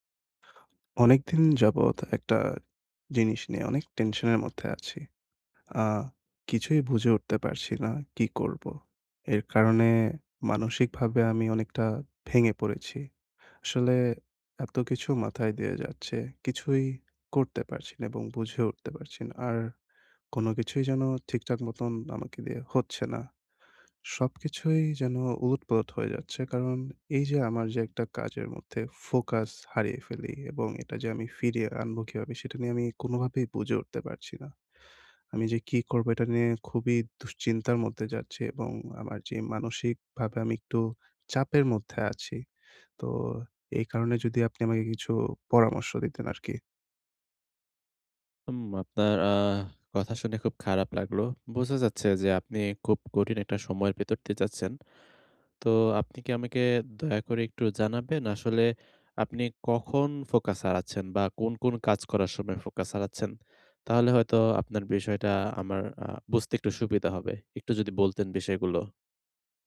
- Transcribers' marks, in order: tapping; inhale
- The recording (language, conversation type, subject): Bengali, advice, আপনি উদ্বিগ্ন হলে কীভাবে দ্রুত মনোযোগ ফিরিয়ে আনতে পারেন?